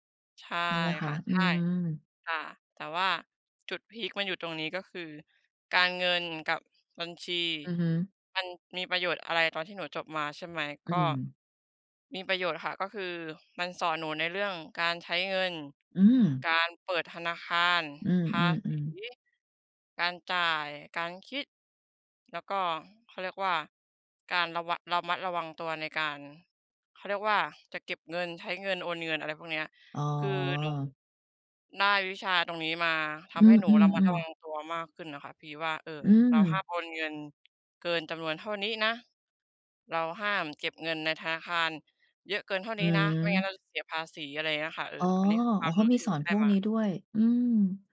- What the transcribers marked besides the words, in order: none
- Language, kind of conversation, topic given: Thai, unstructured, การบังคับให้เรียนวิชาที่ไม่ชอบมีประโยชน์หรือไม่?